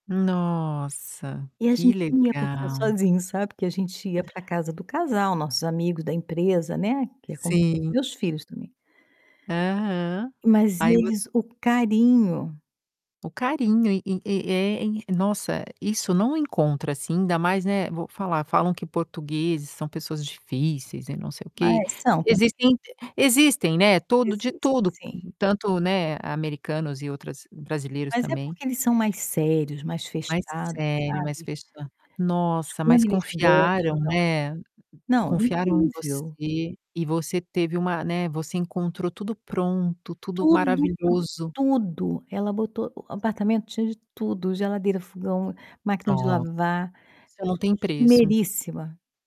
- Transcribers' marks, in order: distorted speech; other background noise; tapping
- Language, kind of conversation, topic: Portuguese, podcast, Que exemplo de hospitalidade local te marcou profundamente?